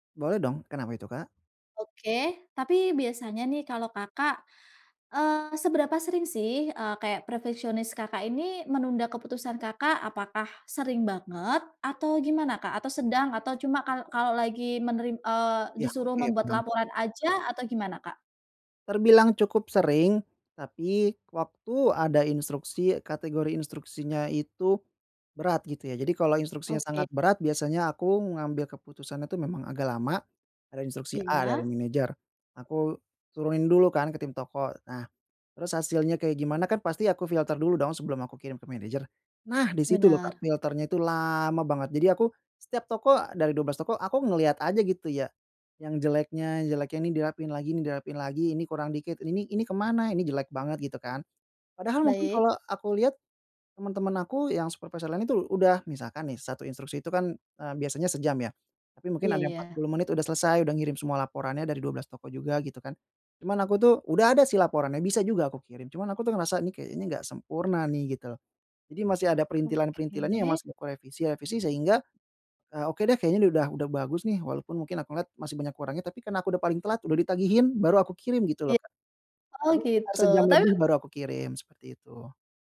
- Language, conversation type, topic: Indonesian, advice, Bagaimana cara mengatasi perfeksionisme yang menghalangi pengambilan keputusan?
- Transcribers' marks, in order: in English: "filter"; in English: "filter-nya"; stressed: "lama"